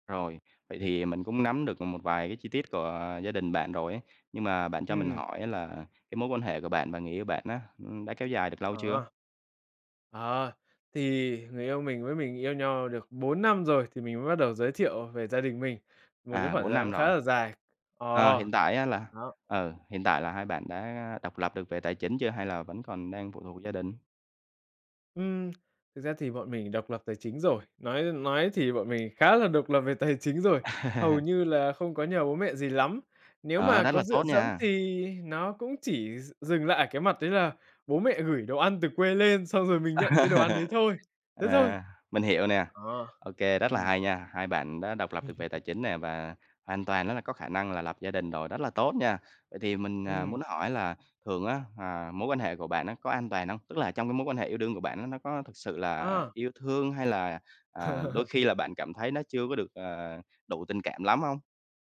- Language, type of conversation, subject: Vietnamese, advice, Làm sao để xử lý xung đột khi gia đình phản đối mối quan hệ yêu đương của con?
- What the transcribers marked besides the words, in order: tapping; laughing while speaking: "À"; laugh; other background noise; chuckle; laugh